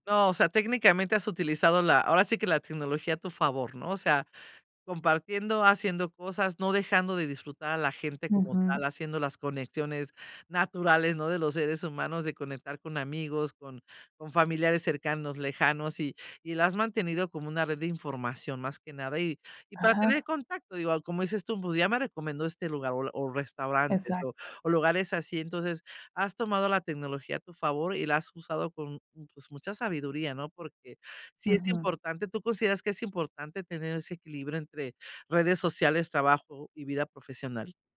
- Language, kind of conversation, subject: Spanish, podcast, ¿Qué límites estableces entre tu vida personal y tu vida profesional en redes sociales?
- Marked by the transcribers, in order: none